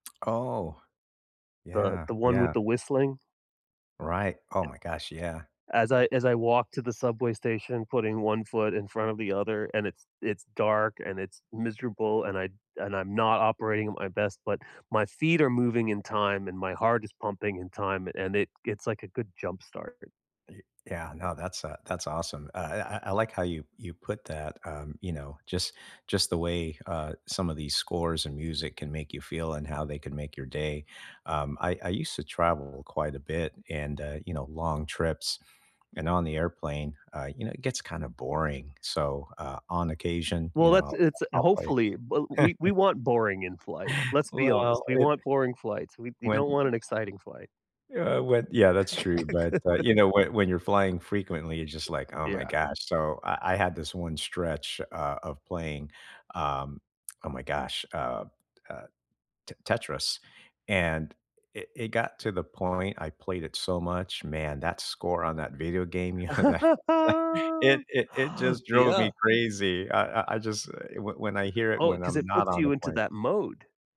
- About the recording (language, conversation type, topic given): English, unstructured, Which movie, TV show, or video game music score motivates you when you need a boost, and why?
- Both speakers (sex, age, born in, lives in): male, 55-59, Philippines, United States; male, 55-59, United States, United States
- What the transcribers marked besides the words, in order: other background noise; chuckle; laugh; laugh; laughing while speaking: "you know, that"